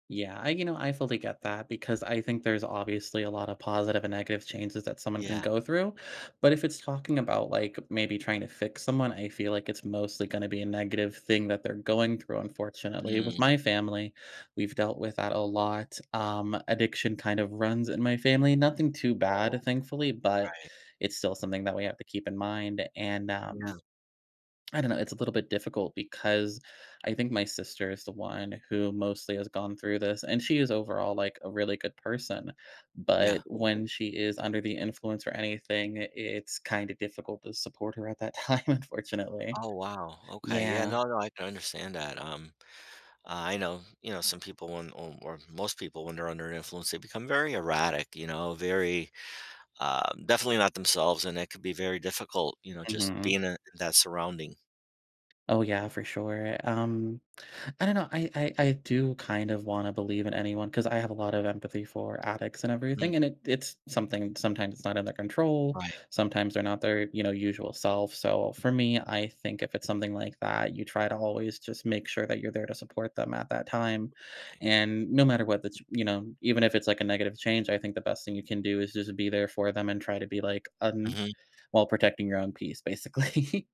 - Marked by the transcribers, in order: laughing while speaking: "time"; unintelligible speech; laughing while speaking: "basically"
- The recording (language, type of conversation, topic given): English, unstructured, How can I stay connected when someone I care about changes?
- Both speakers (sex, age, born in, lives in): male, 30-34, United States, United States; male, 60-64, Italy, United States